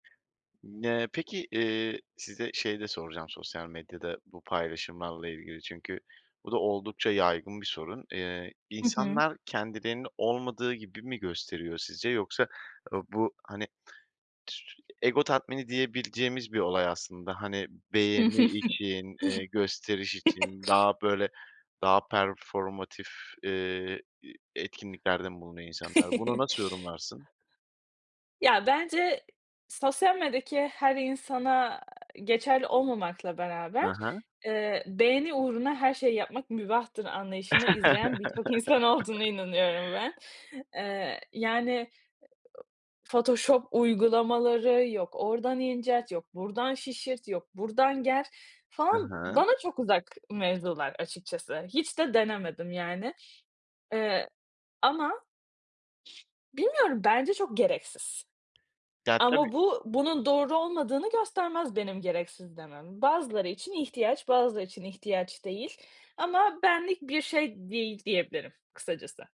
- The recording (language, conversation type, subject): Turkish, podcast, Sosyal medyanın gerçek hayattaki ilişkileri nasıl etkilediğini düşünüyorsun?
- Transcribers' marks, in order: tapping; chuckle; in French: "performative"; other background noise; chuckle; "medyadaki" said as "medyaki"; other noise; chuckle; laughing while speaking: "olduğuna inanıyorum ben"; in English: "photoshop"